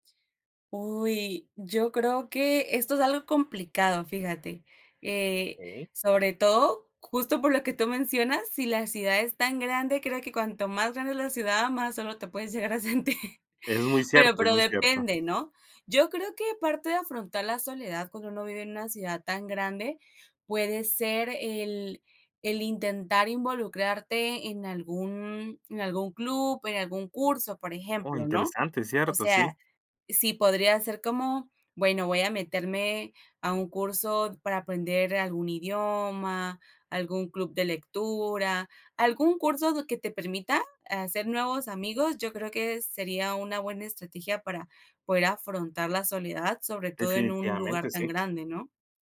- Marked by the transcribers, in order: chuckle
- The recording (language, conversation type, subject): Spanish, podcast, ¿Cómo afrontar la soledad en una ciudad grande?
- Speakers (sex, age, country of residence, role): female, 20-24, United States, guest; male, 25-29, United States, host